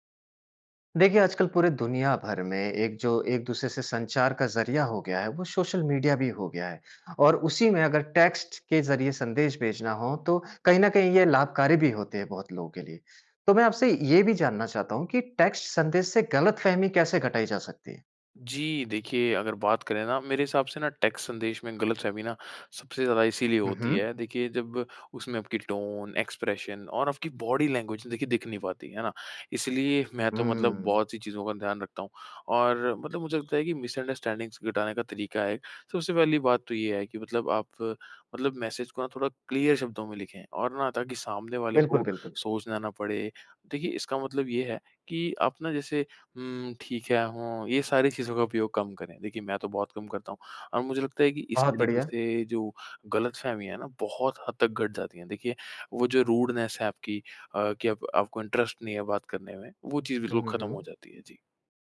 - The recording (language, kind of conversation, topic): Hindi, podcast, टेक्स्ट संदेशों में गलतफहमियाँ कैसे कम की जा सकती हैं?
- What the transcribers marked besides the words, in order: in English: "टेक्स्ट"; in English: "टेक्स्ट"; in English: "टेक्स्ट"; in English: "टोन, एक्सप्रेशन"; in English: "बॉडी लैंग्वेज"; in English: "मिसअंडरस्टैंडिंग्स"; in English: "मैसेज"; in English: "क्लियर"; in English: "रूडनेस"; in English: "इंटरेस्ट"